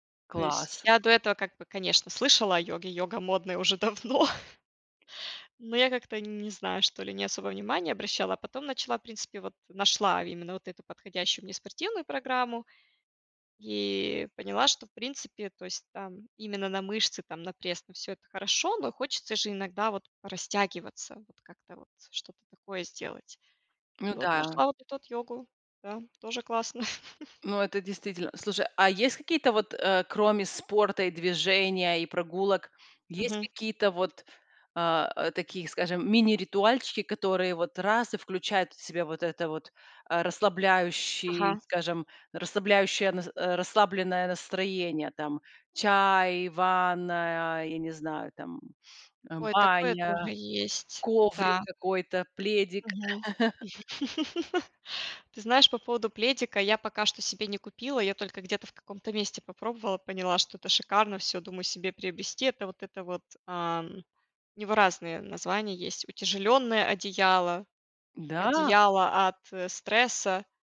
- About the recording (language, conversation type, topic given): Russian, podcast, Что помогает тебе расслабиться после тяжёлого дня?
- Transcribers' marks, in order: tapping; laughing while speaking: "уже давно"; chuckle; chuckle; surprised: "Да?"